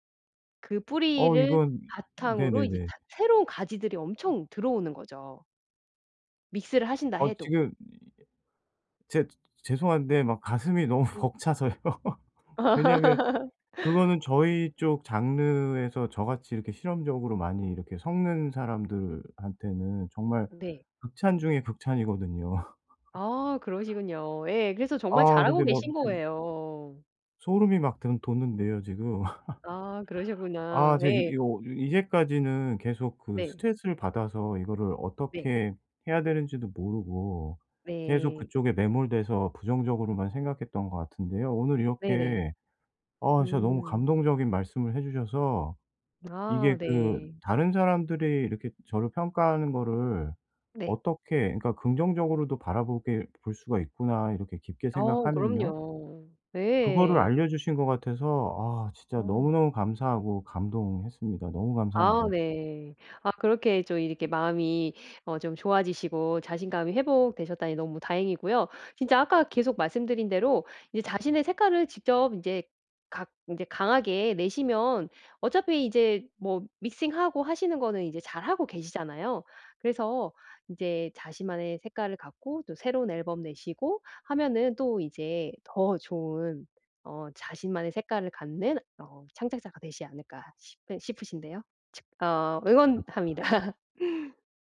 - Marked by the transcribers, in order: in English: "믹스를"; laughing while speaking: "너무 벅차서요"; laugh; laugh; other background noise; laugh; in English: "믹싱하고"; unintelligible speech; laugh
- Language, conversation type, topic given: Korean, advice, 타인의 반응에 대한 걱정을 줄이고 자신감을 어떻게 회복할 수 있을까요?